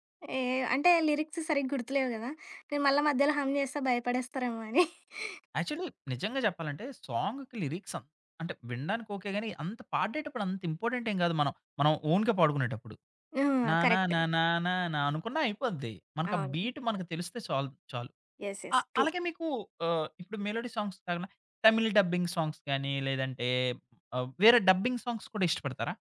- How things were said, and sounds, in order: in English: "లిరిక్స్"; in English: "హమ్"; in English: "యాక్చువల్లీ"; giggle; tapping; in English: "లిరిక్స్"; in English: "ఓన్‌గా"; in English: "యెస్. యెస్. ట్రు"; in English: "మెలోడి సాంగ్స్"; in English: "డబ్బింగ్ సాంగ్స్"; in English: "డబ్బింగ్ సాంగ్స్"
- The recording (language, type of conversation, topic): Telugu, podcast, నీకు హృదయానికి అత్యంత దగ్గరగా అనిపించే పాట ఏది?